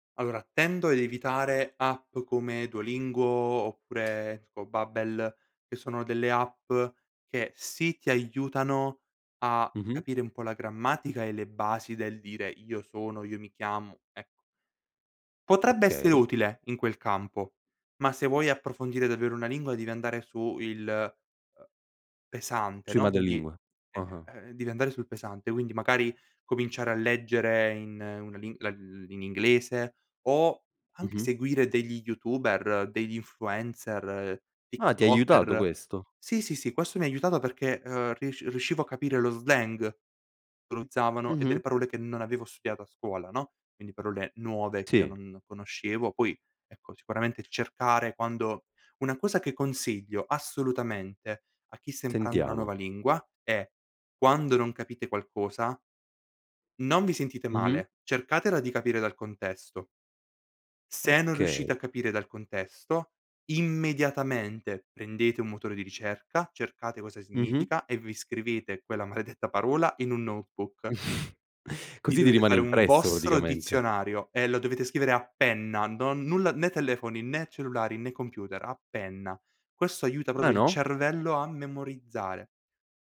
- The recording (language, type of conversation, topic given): Italian, podcast, Come impari una lingua nuova e quali trucchi usi?
- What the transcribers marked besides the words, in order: in English: "slang"; stressed: "immediatamente"; in English: "notebook"; chuckle; other background noise